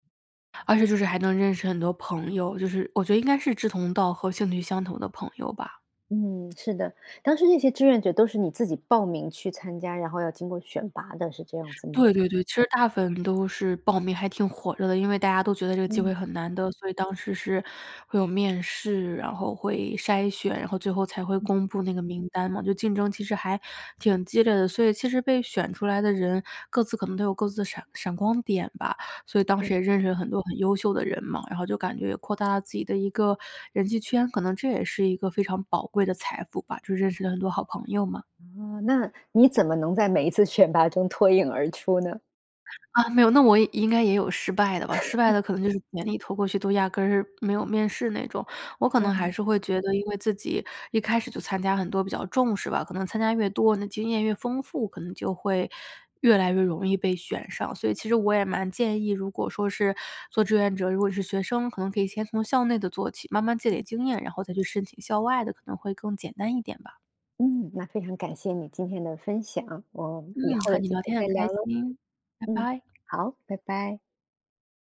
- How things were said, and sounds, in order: other background noise; laugh
- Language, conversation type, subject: Chinese, podcast, 你愿意分享一次你参与志愿活动的经历和感受吗？